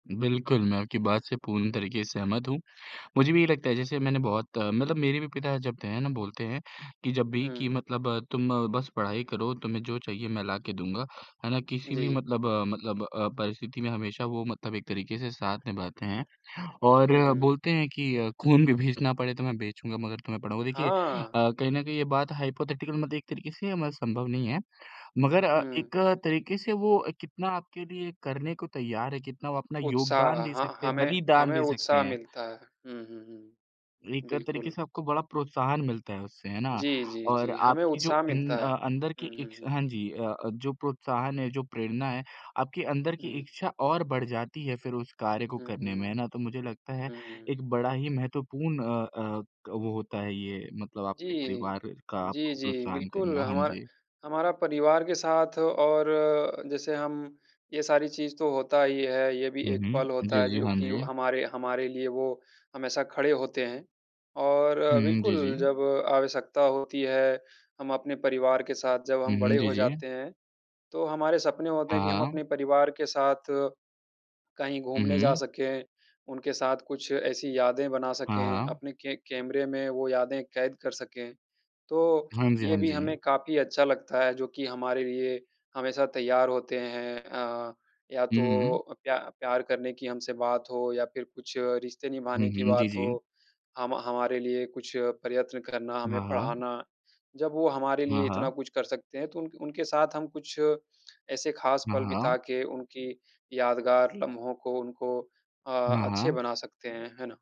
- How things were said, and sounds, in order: in English: "हाइपोथेटिकल"
- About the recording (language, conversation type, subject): Hindi, unstructured, आपने अपने परिवार के साथ बिताया हुआ सबसे खास पल कौन-सा था?